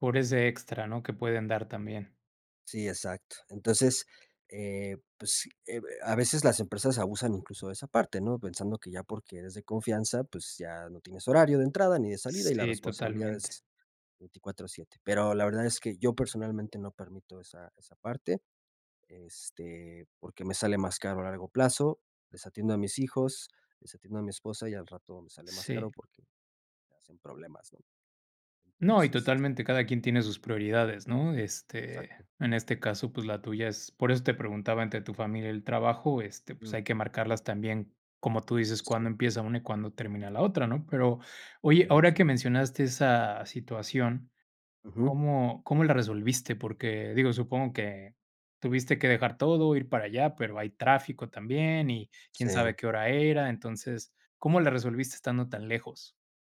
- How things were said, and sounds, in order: unintelligible speech; other background noise
- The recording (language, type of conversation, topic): Spanish, podcast, ¿Cómo priorizas tu tiempo entre el trabajo y la familia?